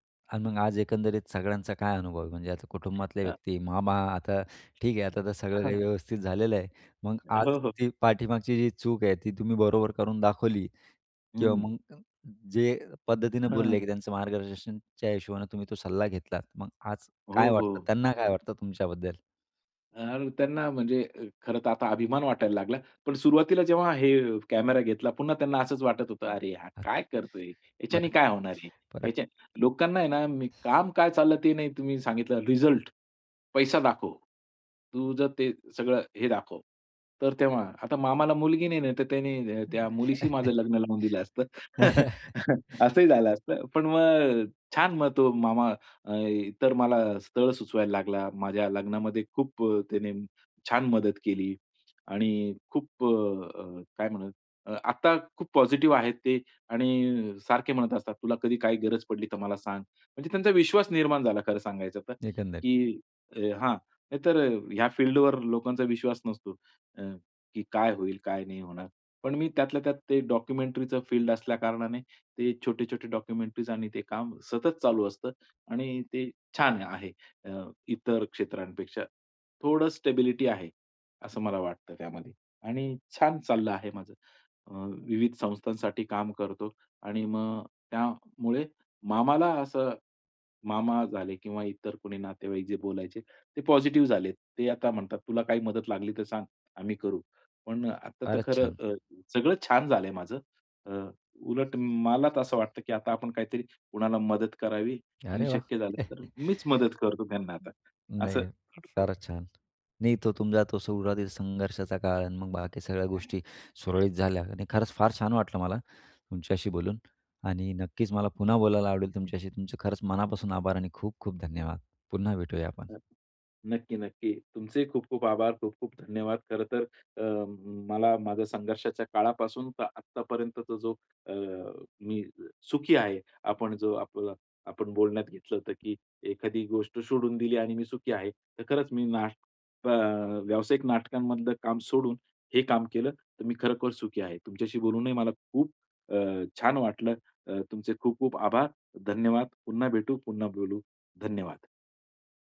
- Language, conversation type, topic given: Marathi, podcast, तुम्ही कधी एखादी गोष्ट सोडून दिली आणि त्यातून तुम्हाला सुख मिळाले का?
- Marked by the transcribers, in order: tapping; other noise; chuckle; in English: "डॉक्युमेंटरीचं फील्ड"; in English: "डॉक्युमेंटरीज"; in English: "स्टेबिलिटी"; chuckle